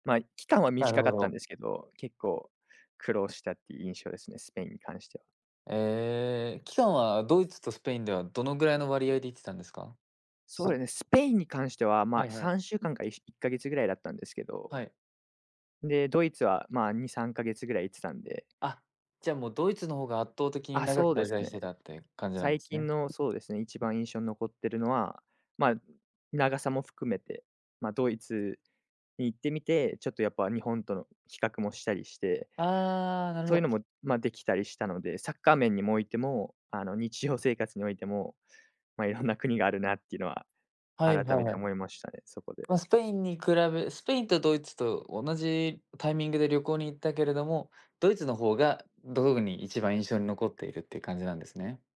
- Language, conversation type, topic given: Japanese, podcast, これまでで、あなたが一番印象に残っている体験は何ですか？
- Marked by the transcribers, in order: tapping; unintelligible speech; other background noise